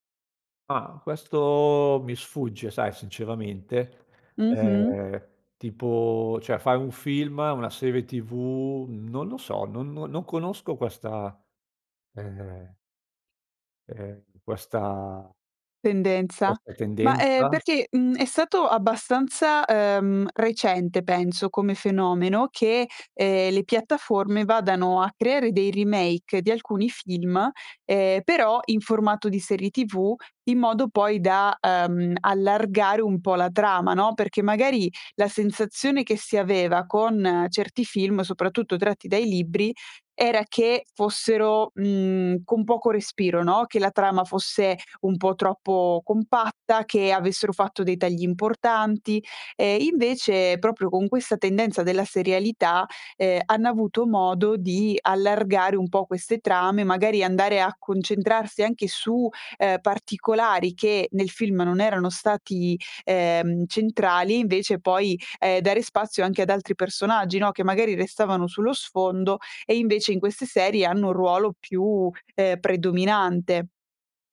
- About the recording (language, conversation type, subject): Italian, podcast, In che modo la nostalgia influisce su ciò che guardiamo, secondo te?
- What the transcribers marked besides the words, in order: "cioè" said as "ceh"; in English: "remake"